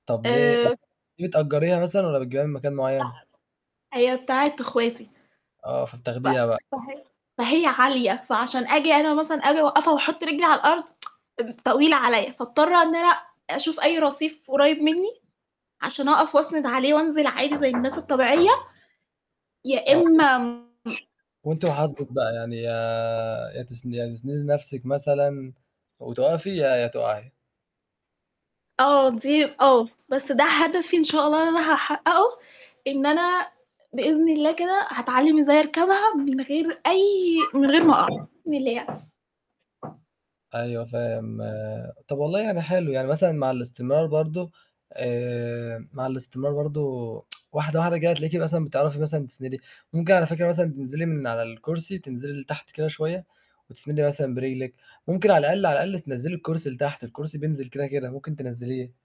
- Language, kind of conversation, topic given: Arabic, unstructured, إيه هي هوايتك المفضلة وليه بتحبها؟
- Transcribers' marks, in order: unintelligible speech; tapping; tsk; other noise; other background noise; unintelligible speech; distorted speech; tsk